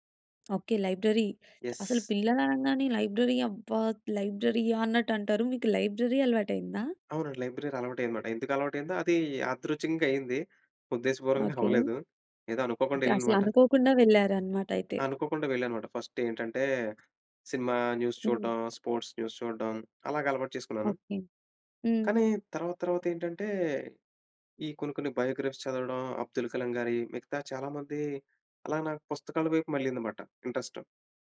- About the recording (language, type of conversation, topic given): Telugu, podcast, కొత్త విషయాలను నేర్చుకోవడం మీకు ఎందుకు ఇష్టం?
- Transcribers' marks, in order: in English: "యస్"; in English: "లైబ్రరీ"; in English: "ఫస్ట్"; in English: "న్యూస్"; in English: "స్పోర్ట్స్ న్యూస్"; in English: "బయో‌గ్రఫీస్"; in English: "ఇంట్రెస్ట్"